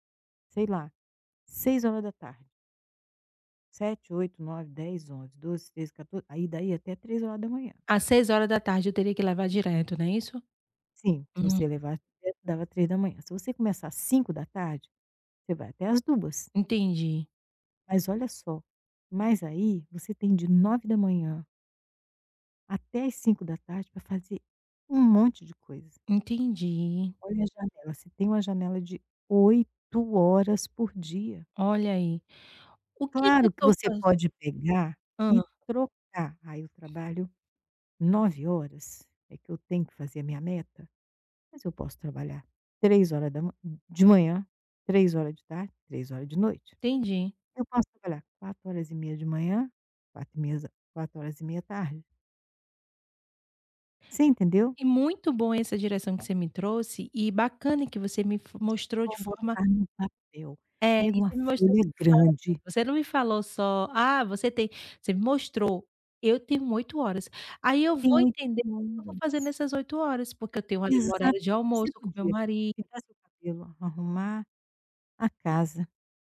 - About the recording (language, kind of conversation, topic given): Portuguese, advice, Como posso decidir entre compromissos pessoais e profissionais importantes?
- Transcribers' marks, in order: other background noise; tapping